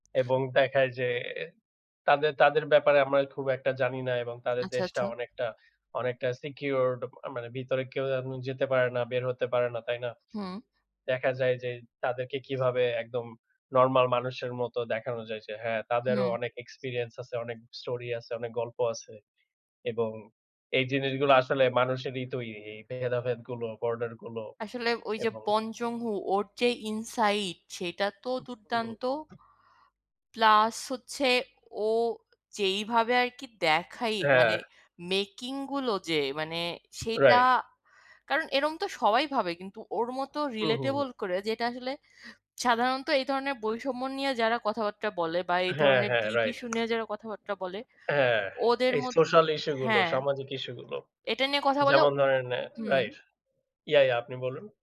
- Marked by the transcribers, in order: other background noise
- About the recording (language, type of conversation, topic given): Bengali, unstructured, কোন ধরনের সিনেমা দেখলে আপনি সবচেয়ে বেশি আনন্দ পান?